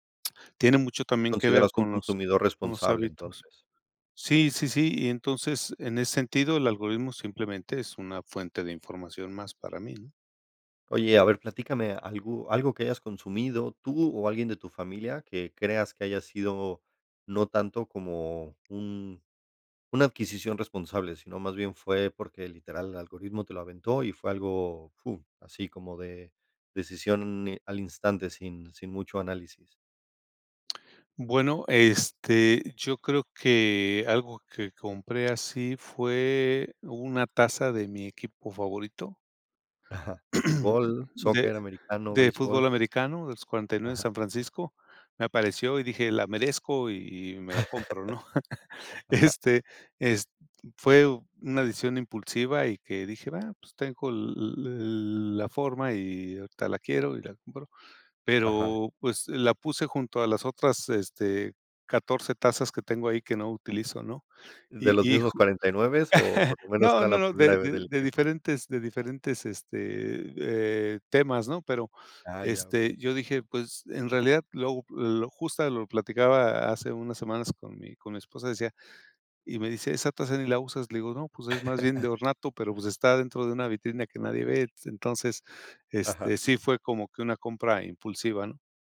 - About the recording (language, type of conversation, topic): Spanish, podcast, ¿Cómo influye el algoritmo en lo que consumimos?
- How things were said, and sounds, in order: throat clearing; chuckle; chuckle; other background noise